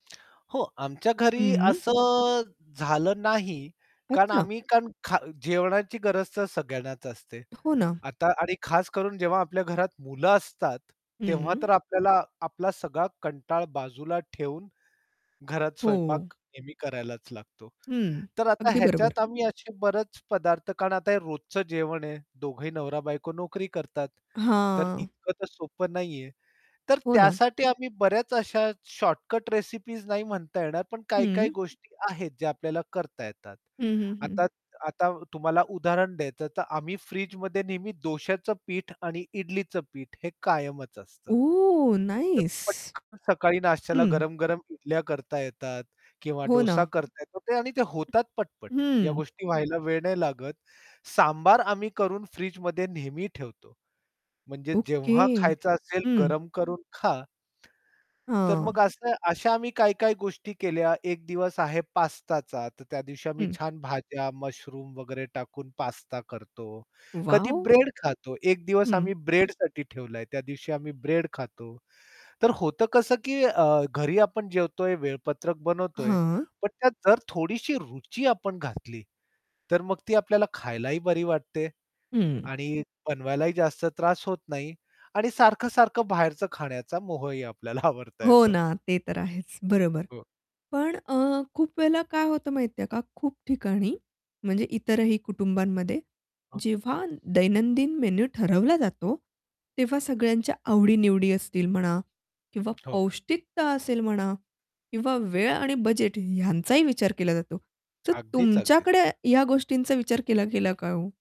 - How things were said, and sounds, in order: other background noise; static; tapping; distorted speech; laughing while speaking: "मोह ही आपल्याला आवरता येतो"
- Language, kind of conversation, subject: Marathi, podcast, खाण्यासाठी तुम्ही रोजचा मेनू कसा ठरवता?